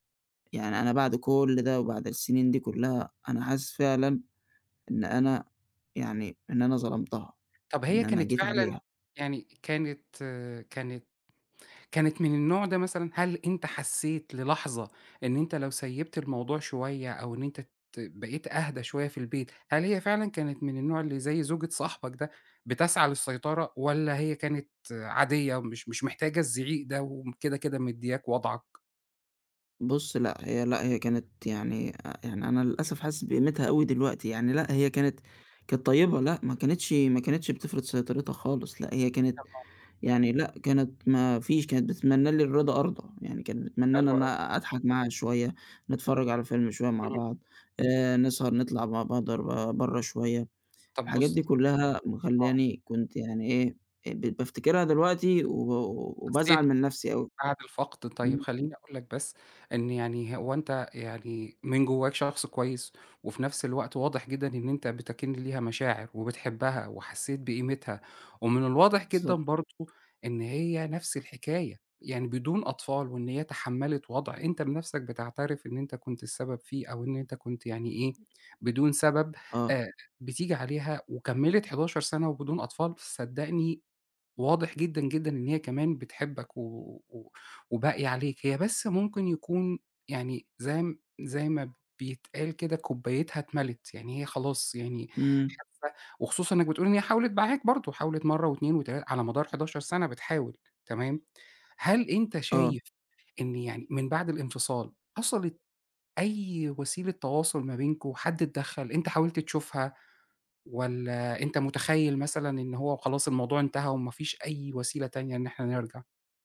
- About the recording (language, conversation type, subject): Arabic, advice, إزاي بتتعامل مع إحساس الذنب ولوم النفس بعد الانفصال؟
- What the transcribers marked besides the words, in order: unintelligible speech; tapping; unintelligible speech